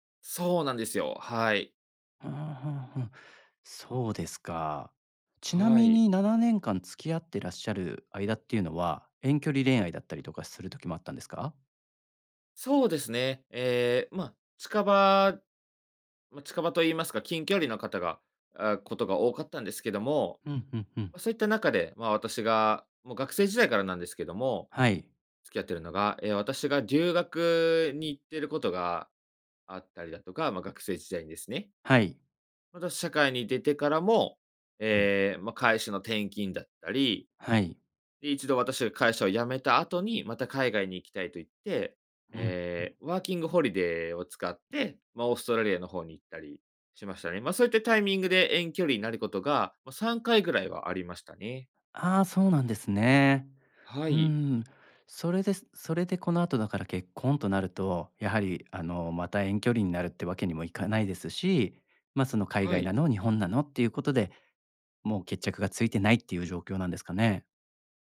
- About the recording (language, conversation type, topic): Japanese, advice, 結婚や将来についての価値観が合わないと感じるのはなぜですか？
- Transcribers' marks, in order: other noise